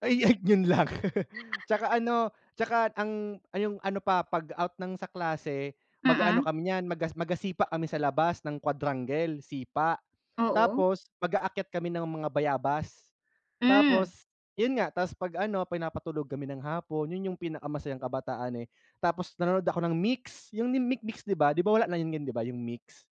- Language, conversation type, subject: Filipino, unstructured, Ano ang pinakamasayang karanasan mo noong kabataan mo?
- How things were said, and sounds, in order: laugh; chuckle; other background noise